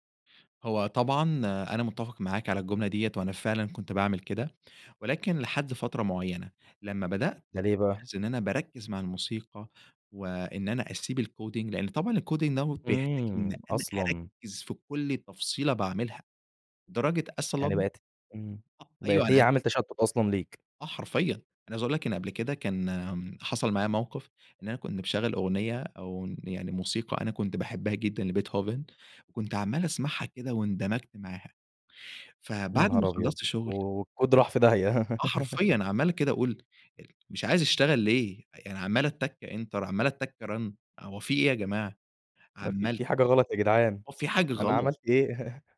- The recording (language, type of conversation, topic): Arabic, podcast, إزاي تخلي البيت مناسب للشغل والراحة مع بعض؟
- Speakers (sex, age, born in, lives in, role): male, 20-24, Egypt, Egypt, guest; male, 20-24, Egypt, Egypt, host
- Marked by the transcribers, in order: in English: "الcoding"; in English: "الcoding"; in English: "والكود"; giggle; in English: "enter"; in English: "run"; laugh